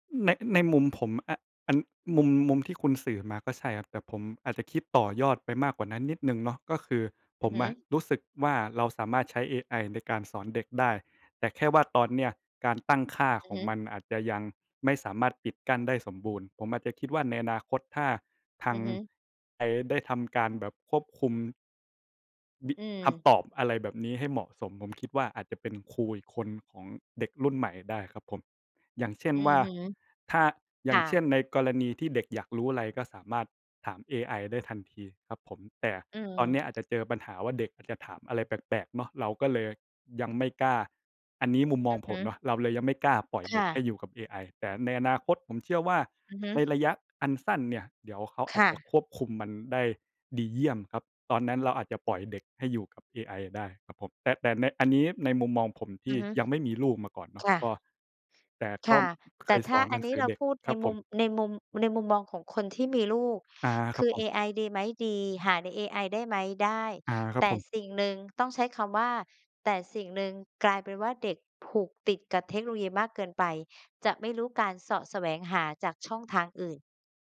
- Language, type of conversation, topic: Thai, unstructured, คุณคิดว่าอนาคตของการเรียนรู้จะเป็นอย่างไรเมื่อเทคโนโลยีเข้ามามีบทบาทมากขึ้น?
- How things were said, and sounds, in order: tapping